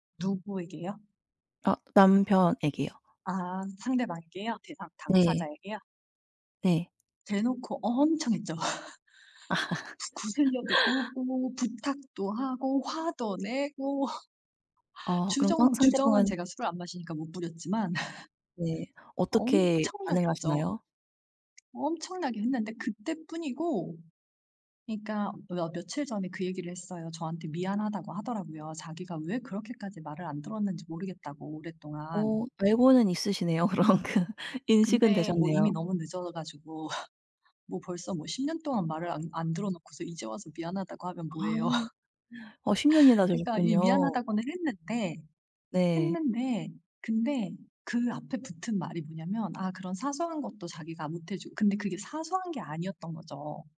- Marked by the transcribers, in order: laugh; other background noise; laugh; laughing while speaking: "내고"; laugh; tapping; laughing while speaking: "그럼 그"; laugh; laughing while speaking: "뭐해요"
- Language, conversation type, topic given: Korean, advice, 성 역할과 집안일 분담에 기대되는 기준이 불공평하다고 느끼시나요?
- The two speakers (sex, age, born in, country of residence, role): female, 30-34, South Korea, United States, advisor; female, 40-44, South Korea, South Korea, user